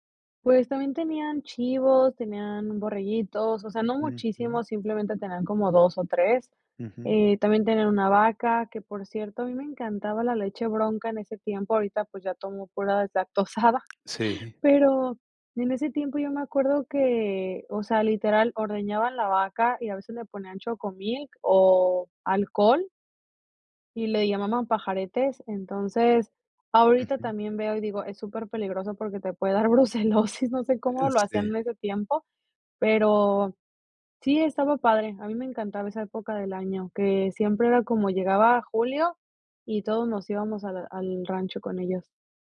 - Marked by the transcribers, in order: laughing while speaking: "deslactosada"; laughing while speaking: "brucelosis"
- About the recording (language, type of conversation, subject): Spanish, podcast, ¿Tienes alguna anécdota de viaje que todo el mundo recuerde?